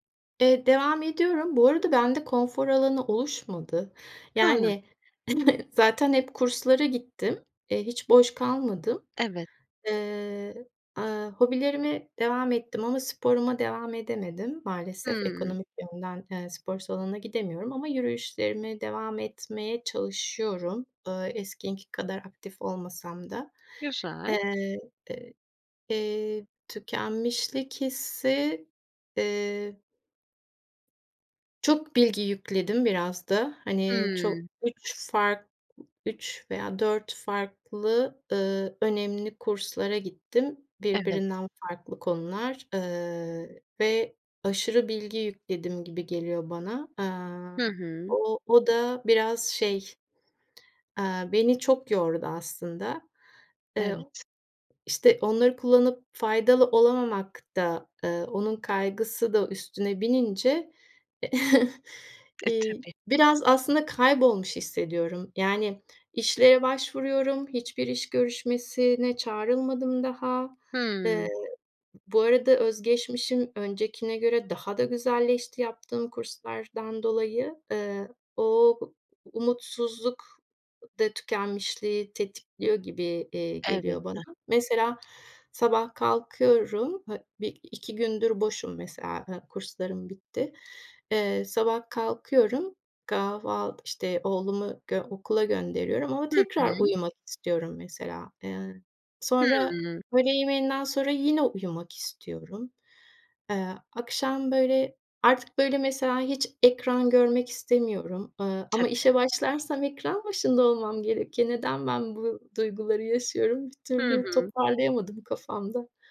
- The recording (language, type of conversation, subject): Turkish, advice, Uzun süreli tükenmişlikten sonra işe dönme kaygınızı nasıl yaşıyorsunuz?
- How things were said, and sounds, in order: chuckle; "eskisi" said as "eskinki"; chuckle